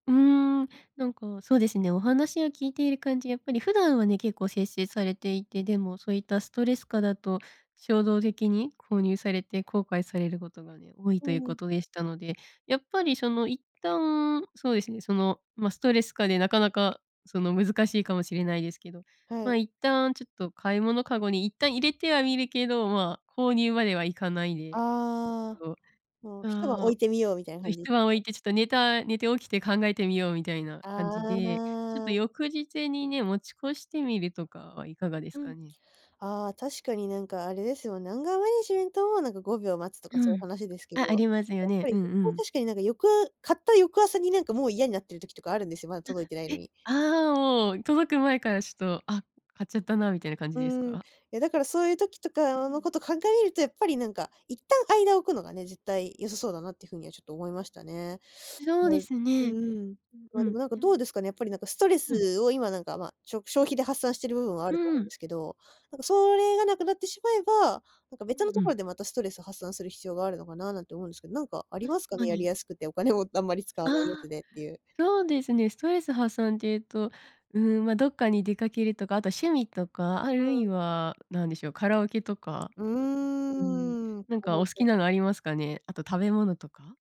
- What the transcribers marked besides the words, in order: in English: "アンガーマネジメント"; drawn out: "うーん"
- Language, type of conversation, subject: Japanese, advice, 貯金よりも買い物でストレスを発散してしまうのをやめるにはどうすればいいですか？